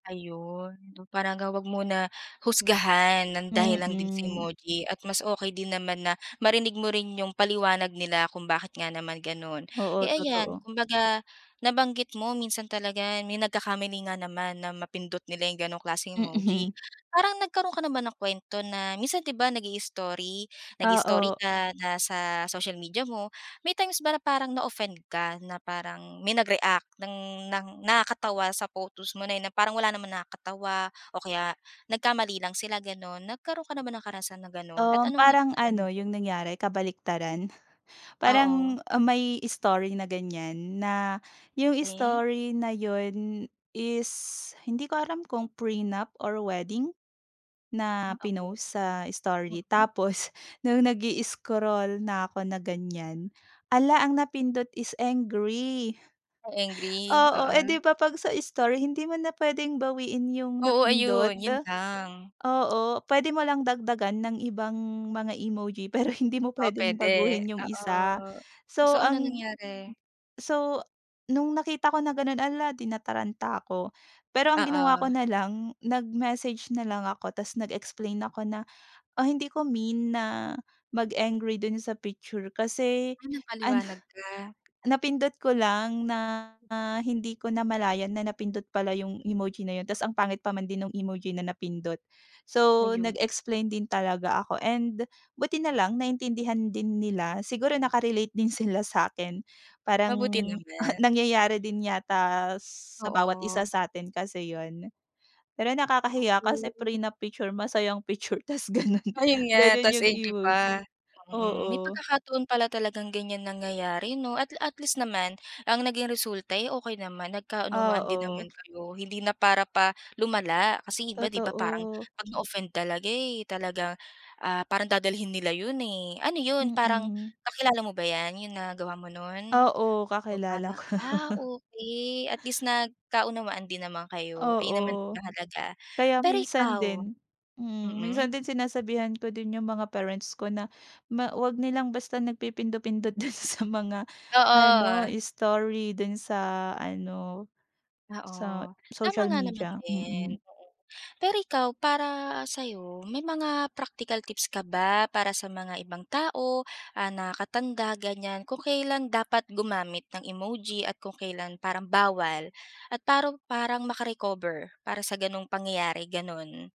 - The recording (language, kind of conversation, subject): Filipino, podcast, Paano mo ginagamit ang mga emoji at sticker sa mga mensahe?
- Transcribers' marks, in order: tapping; other background noise; laughing while speaking: "Mm"; laughing while speaking: "pero"; laughing while speaking: "gano'n"; laughing while speaking: "ko"; laughing while speaking: "do'n sa"